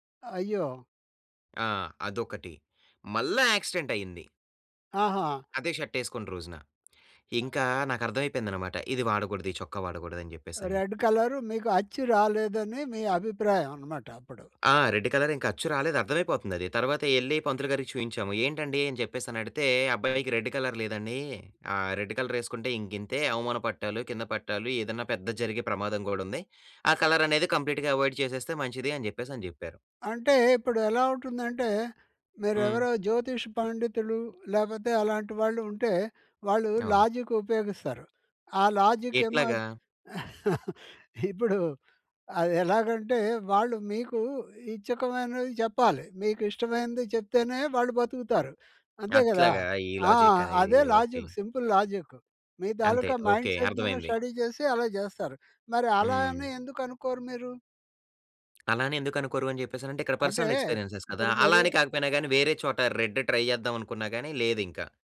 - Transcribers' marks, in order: in English: "యాక్సిడెంట్"; in English: "షర్ట్"; in English: "రెడ్"; in English: "రెడ్ కలర్"; other background noise; in English: "రెడ్ కలర్"; in English: "రెడ్ కలర్"; in English: "కలర్"; in English: "కంప్లీట్‌గా అవాయిడ్"; in English: "లాజిక్"; in English: "లాజి‌క్"; chuckle; in English: "లాజిక్. సింపుల్ లాజిక్"; in English: "లాజిక్"; in English: "మైండ్ సెట్‌ను స్టడీ"; tapping; in English: "పర్సనల్ ఎక్స్పీరియ‌న్సెస్"; in English: "రెడ్ ట్రై"
- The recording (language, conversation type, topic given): Telugu, podcast, రంగులు మీ వ్యక్తిత్వాన్ని ఎలా వెల్లడిస్తాయనుకుంటారు?